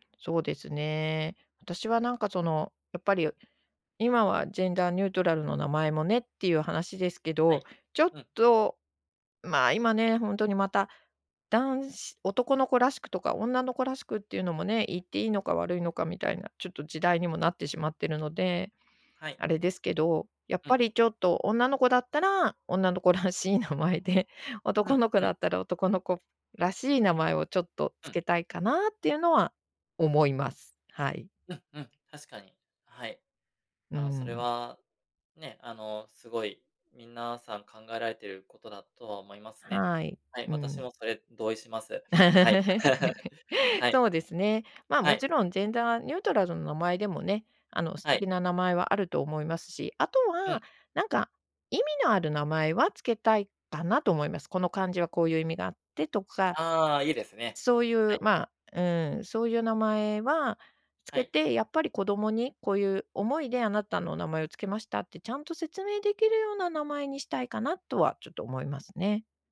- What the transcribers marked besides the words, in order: in English: "ジェンダーニュートラル"; laughing while speaking: "らしい名前で"; laugh; chuckle; in English: "ジェンダーニュートラル"
- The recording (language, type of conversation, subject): Japanese, podcast, 名前の由来や呼び方について教えてくれますか？
- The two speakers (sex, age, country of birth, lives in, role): female, 55-59, Japan, Japan, guest; male, 35-39, Japan, Japan, host